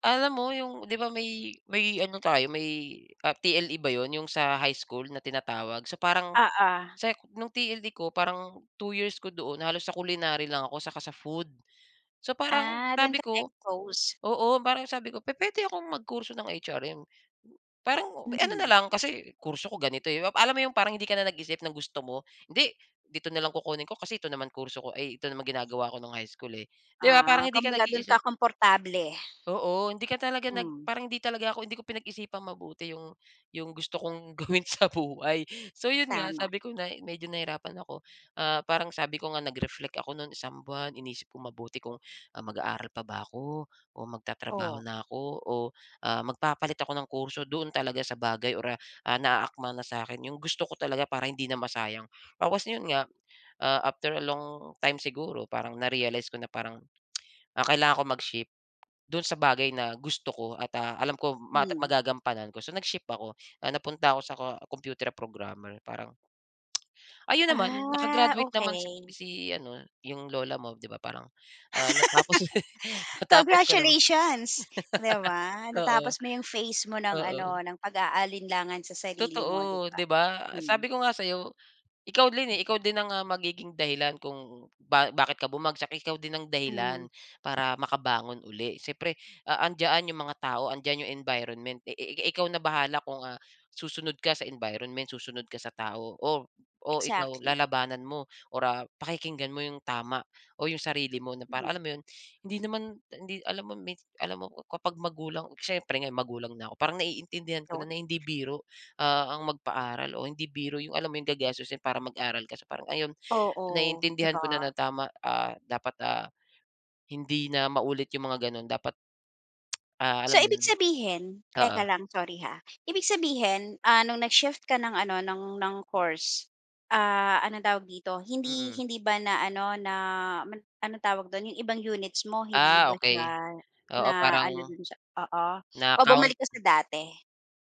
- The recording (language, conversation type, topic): Filipino, podcast, Paano ka bumabangon pagkatapos ng malaking bagsak?
- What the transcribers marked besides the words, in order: tapping; other background noise; laughing while speaking: "gawin sa buhay"; tsk; tsk; laugh; laughing while speaking: "natapos"; laugh; "din" said as "lin"; tsk